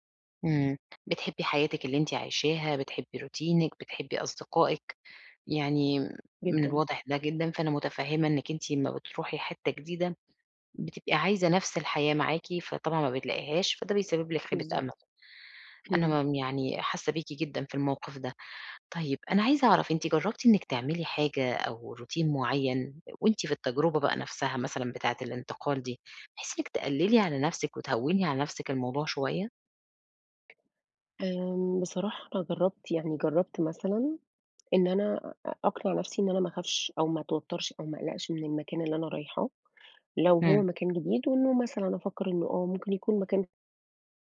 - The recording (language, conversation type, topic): Arabic, advice, إزاي أتعامل مع قلقي لما بفكر أستكشف أماكن جديدة؟
- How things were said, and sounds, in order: other background noise; in English: "روتينِك"; in English: "روتين"; tapping